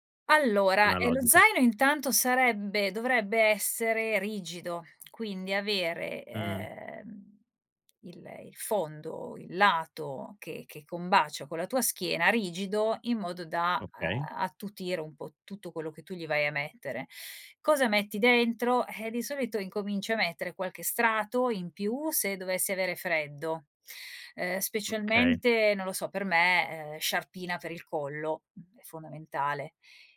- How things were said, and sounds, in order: none
- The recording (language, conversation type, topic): Italian, podcast, Quali sono i tuoi consigli per preparare lo zaino da trekking?